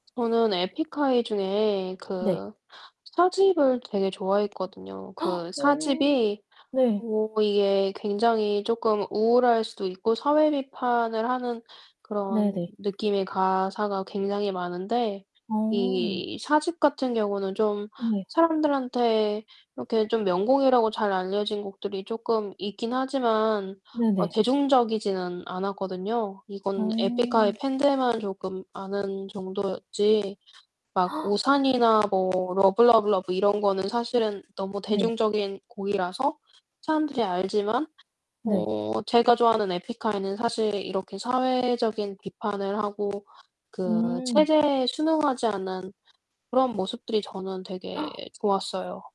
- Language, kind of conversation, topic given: Korean, unstructured, 좋아하는 가수나 밴드가 있나요?
- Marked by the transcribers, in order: static; gasp; other background noise; distorted speech; gasp; gasp